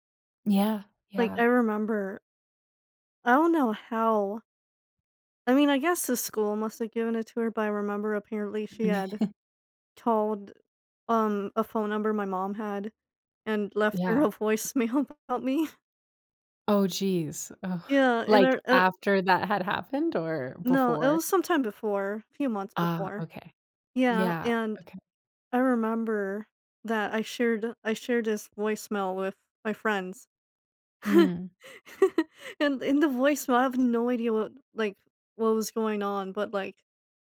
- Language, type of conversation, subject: English, advice, How can I build confidence to stand up for my values more often?
- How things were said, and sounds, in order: chuckle; laughing while speaking: "her a voicemail about me"; tapping; chuckle